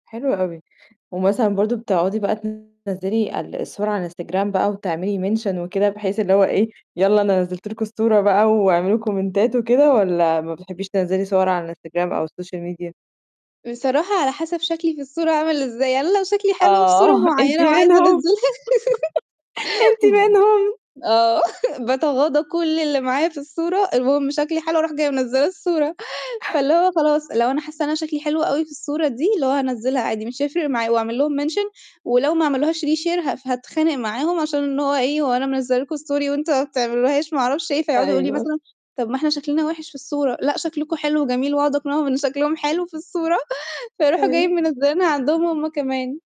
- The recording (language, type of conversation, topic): Arabic, podcast, إزاي تفضل على تواصل مع الناس بعد ما تقابلهم؟
- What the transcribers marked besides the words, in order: distorted speech; in English: "mention"; in English: "كومنتات"; in English: "السوشيال ميديا؟"; tapping; laughing while speaking: "أنتِ منهم؟ أنتِ منهم؟"; laugh; in English: "mention"; in English: "reshare"; in English: "story"; laughing while speaking: "الصورة"